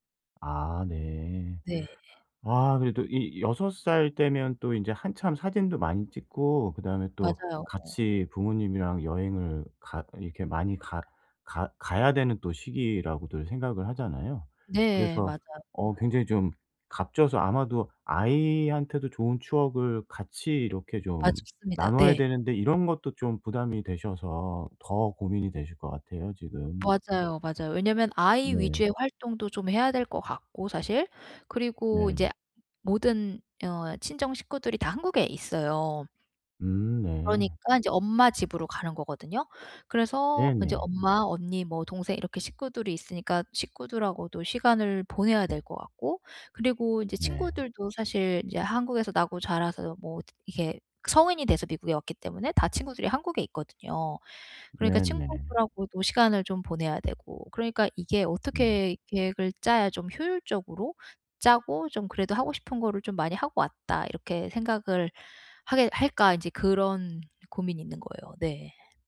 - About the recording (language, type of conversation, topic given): Korean, advice, 짧은 휴가 기간을 최대한 효율적이고 알차게 보내려면 어떻게 계획하면 좋을까요?
- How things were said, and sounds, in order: other background noise; unintelligible speech; tapping